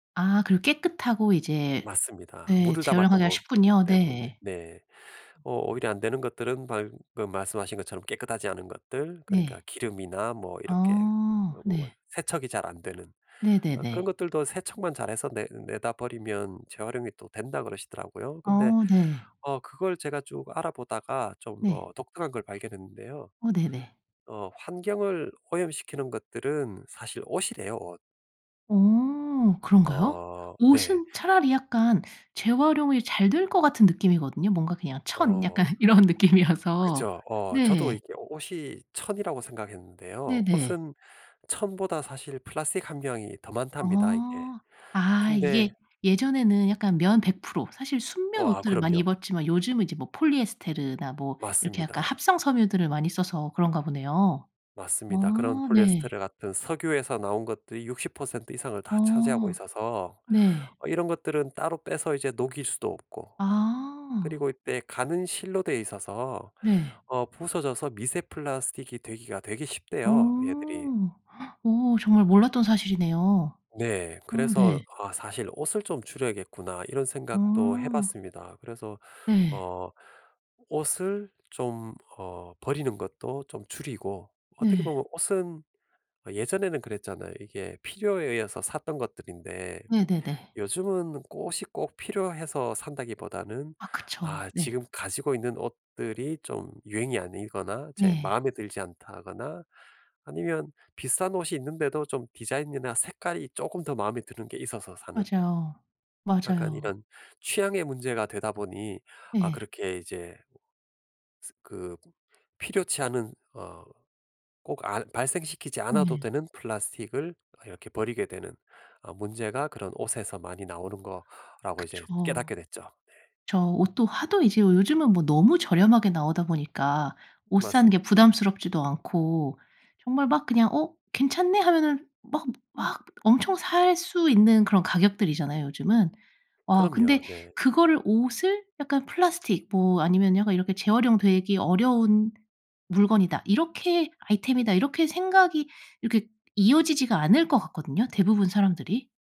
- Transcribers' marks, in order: laughing while speaking: "약간 이런 느낌이어서"; gasp
- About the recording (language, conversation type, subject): Korean, podcast, 플라스틱 사용을 줄이는 가장 쉬운 방법은 무엇인가요?